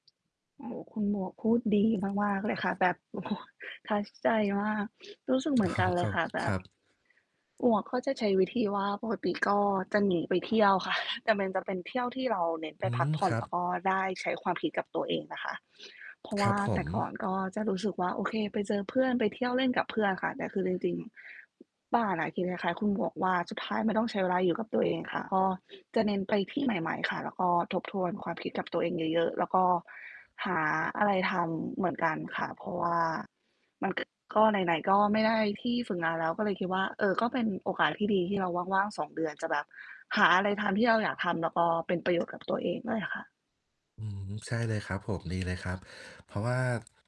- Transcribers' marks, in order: laughing while speaking: "โอ้โฮ"; in English: "touch"; sniff; other background noise; laughing while speaking: "อ๋อ"; mechanical hum; tapping; distorted speech
- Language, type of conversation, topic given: Thai, unstructured, เมื่อคุณล้มเหลวในการทำสิ่งที่ชอบ คุณทำใจอย่างไร?